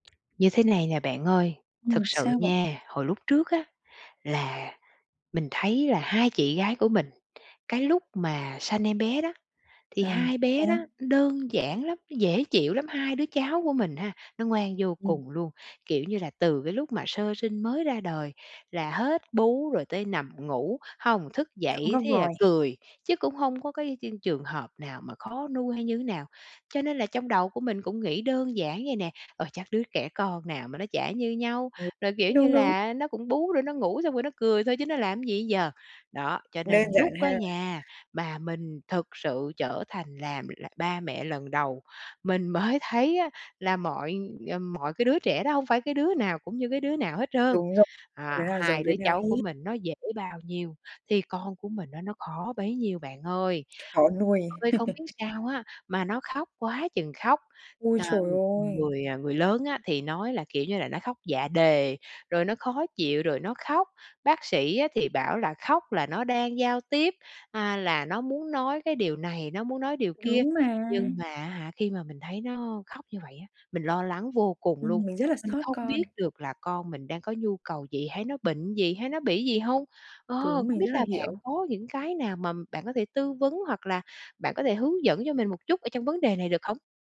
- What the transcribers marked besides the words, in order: tapping; other background noise; unintelligible speech; chuckle
- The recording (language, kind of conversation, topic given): Vietnamese, advice, Bạn lo lắng điều gì nhất khi lần đầu trở thành cha mẹ?